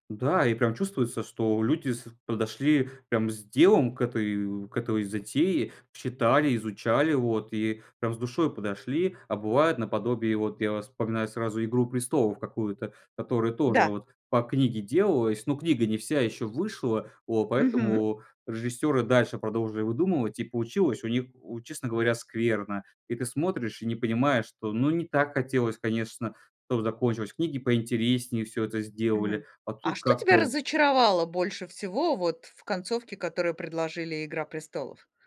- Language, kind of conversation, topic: Russian, podcast, Как адаптировать книгу в хороший фильм без потери сути?
- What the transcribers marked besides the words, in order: none